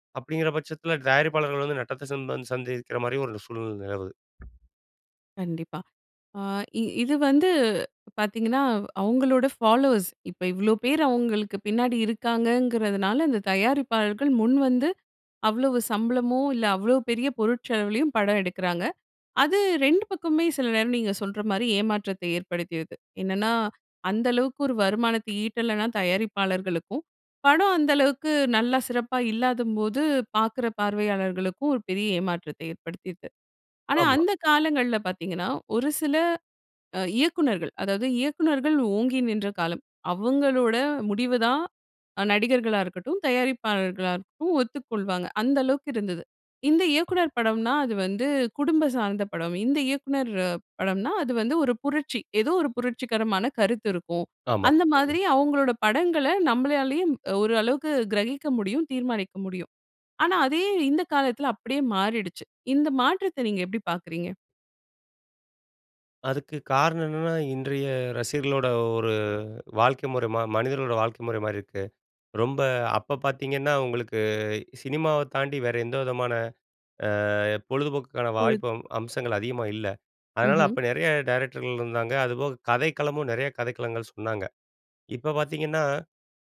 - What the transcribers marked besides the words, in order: "சந்திக்கிற" said as "சந்தேகிக்கிற"; other background noise; "இல்லாதபோது" said as "இல்லாதம்போது"; unintelligible speech; anticipating: "இந்த மாற்றத்தை நீங்க எப்படி பாக்குறீங்க?"; drawn out: "உங்களுக்கு"
- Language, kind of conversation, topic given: Tamil, podcast, ஓர் படத்தைப் பார்க்கும்போது உங்களை முதலில் ஈர்க்கும் முக்கிய காரணம் என்ன?